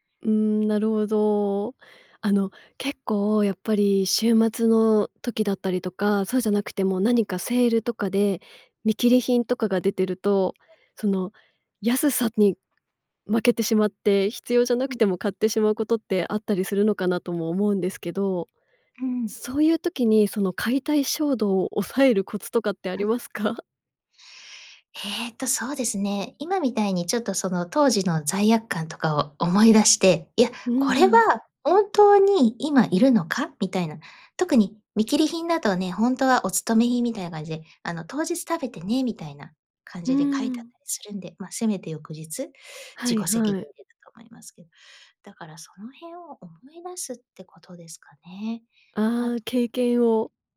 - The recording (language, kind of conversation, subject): Japanese, podcast, 食材の無駄を減らすために普段どんな工夫をしていますか？
- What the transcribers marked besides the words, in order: other noise; laugh